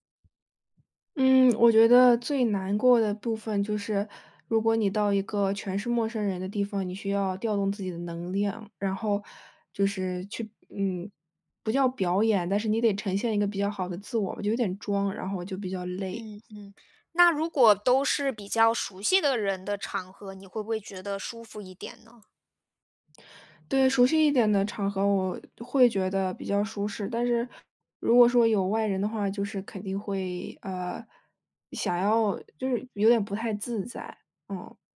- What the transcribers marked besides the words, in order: other background noise
- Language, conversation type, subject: Chinese, advice, 我总是担心错过别人的聚会并忍不住与人比较，该怎么办？
- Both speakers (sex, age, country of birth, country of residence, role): female, 18-19, United States, United States, user; female, 30-34, China, Germany, advisor